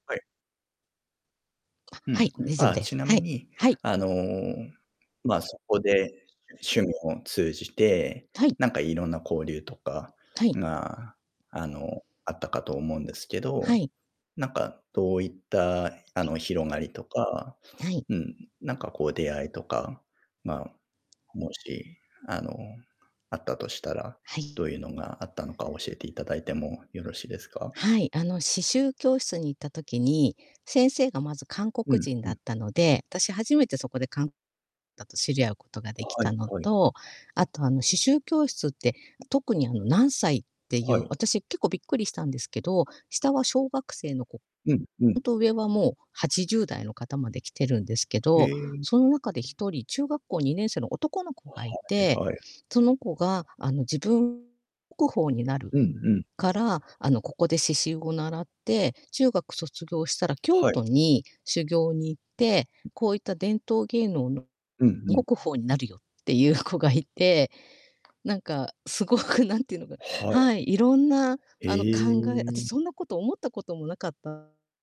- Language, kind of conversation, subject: Japanese, unstructured, 趣味を始めたきっかけは何ですか？
- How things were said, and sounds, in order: tapping; distorted speech; unintelligible speech; laughing while speaking: "すごく"